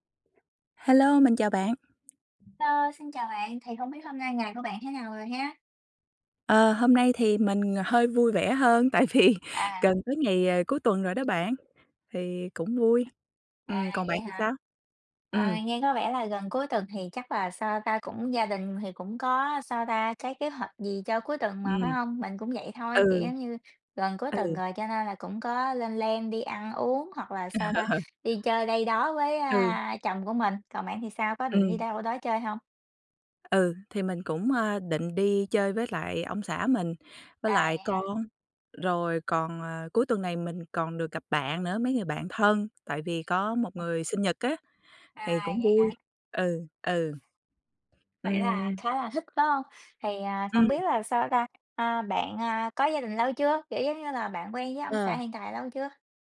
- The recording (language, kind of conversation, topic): Vietnamese, unstructured, Theo bạn, điều gì quan trọng nhất trong một mối quan hệ?
- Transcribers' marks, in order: tapping; "Hello" said as "lô"; laughing while speaking: "tại vì"; in English: "plan"; laughing while speaking: "Ờ"